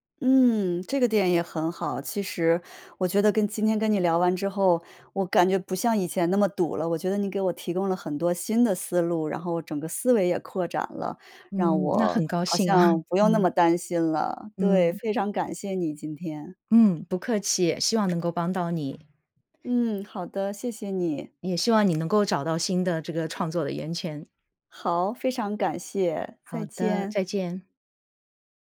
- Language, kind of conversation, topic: Chinese, advice, 当你遇到创意重复、找不到新角度时，应该怎么做？
- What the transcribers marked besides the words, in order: chuckle; other background noise